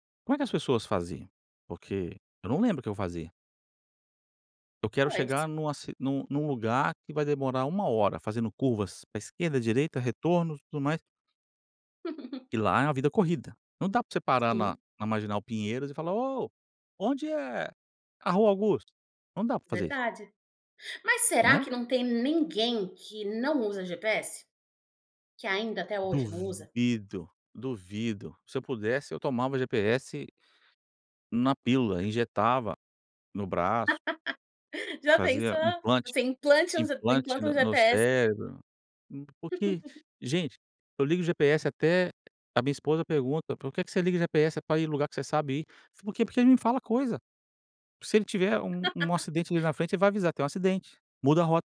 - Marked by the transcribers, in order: chuckle; laugh; tapping; chuckle; laugh
- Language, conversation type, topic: Portuguese, podcast, Qual aplicativo você não consegue viver sem e por quê?